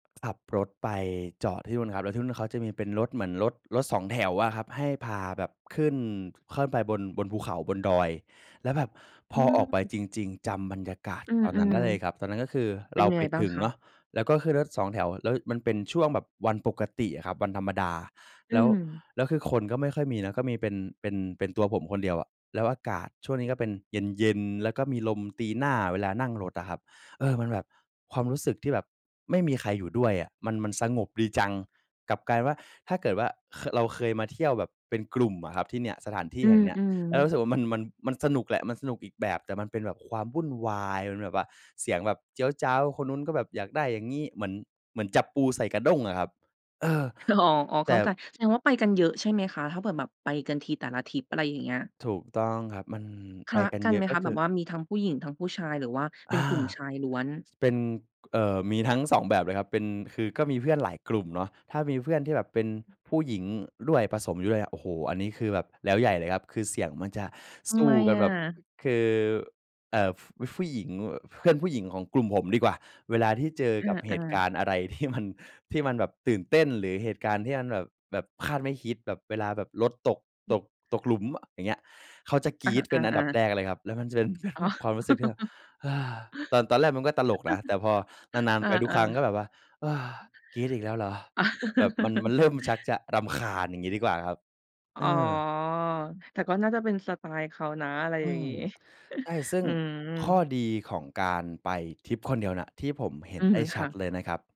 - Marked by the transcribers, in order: other background noise; other noise; laughing while speaking: "อ๋อ"; "เกิด" said as "เผิด"; tapping; laughing while speaking: "ที่มัน"; laughing while speaking: "แบบ"; chuckle; chuckle; laugh; drawn out: "อ๋อ"; chuckle
- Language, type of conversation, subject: Thai, podcast, ข้อดีข้อเสียของการเที่ยวคนเดียว